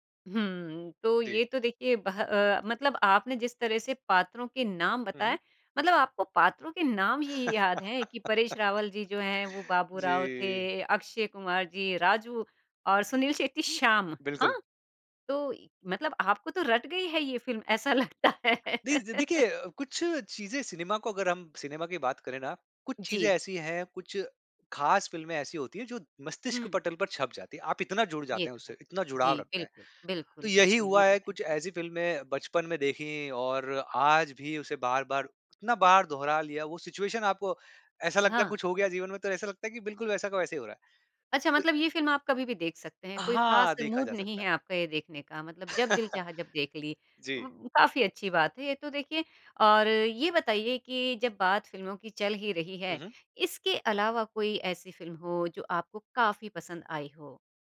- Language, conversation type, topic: Hindi, podcast, बताइए, कौन-सी फिल्म आप बार-बार देख सकते हैं?
- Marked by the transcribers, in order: chuckle; laughing while speaking: "ऐसा लगता है?"; chuckle; in English: "सिचुएशन"; in English: "मूड"; chuckle